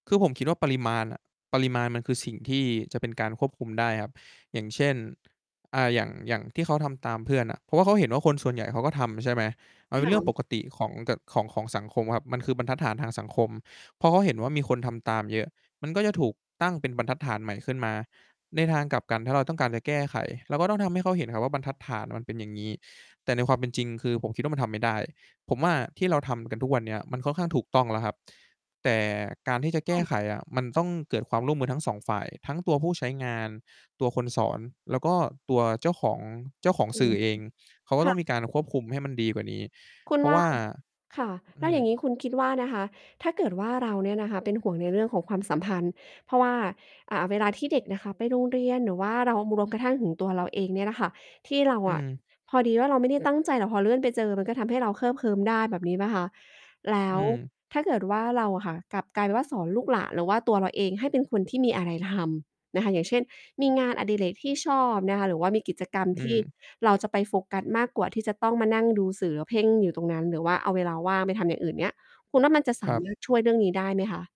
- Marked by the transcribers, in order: distorted speech; static; other background noise
- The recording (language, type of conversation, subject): Thai, podcast, โซเชียลมีเดียส่งผลต่อความสัมพันธ์ของคุณอย่างไร?